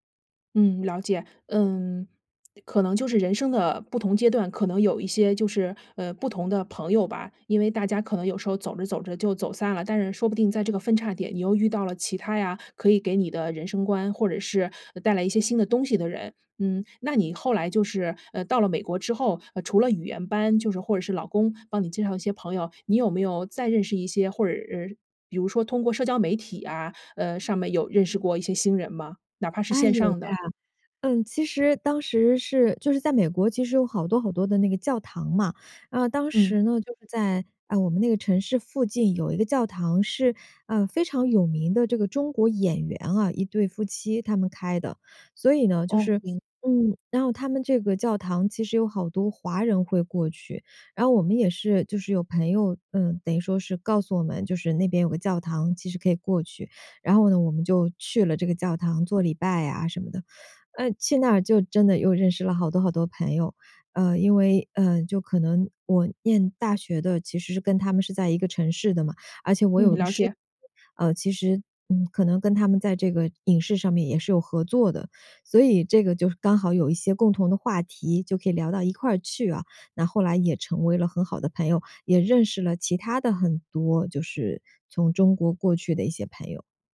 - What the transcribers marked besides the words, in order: other background noise; trusting: "哎，有的"
- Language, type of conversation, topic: Chinese, podcast, 换到新城市后，你如何重新结交朋友？